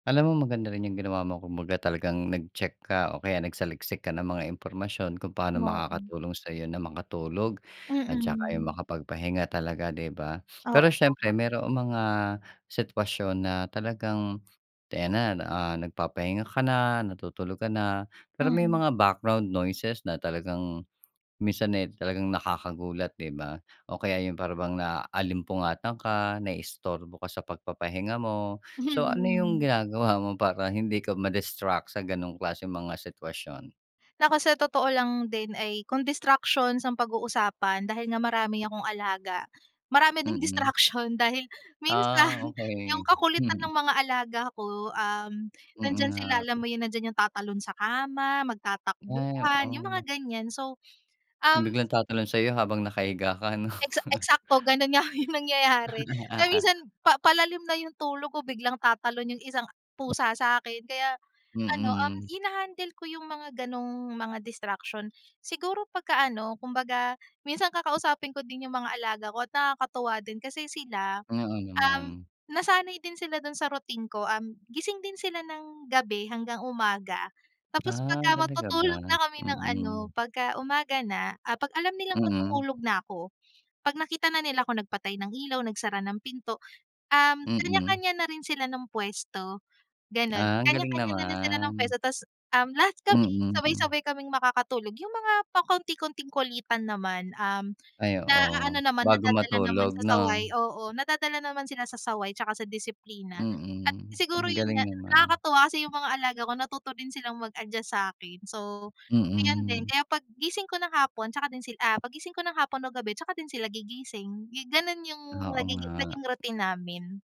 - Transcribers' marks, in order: fan; in English: "distractions"; in English: "distraction"; other background noise; laugh; laughing while speaking: "'yung nangyayari"; laugh; in English: "distraction"; tsk; tongue click
- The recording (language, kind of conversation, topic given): Filipino, podcast, Anong uri ng paghinga o pagninilay ang ginagawa mo?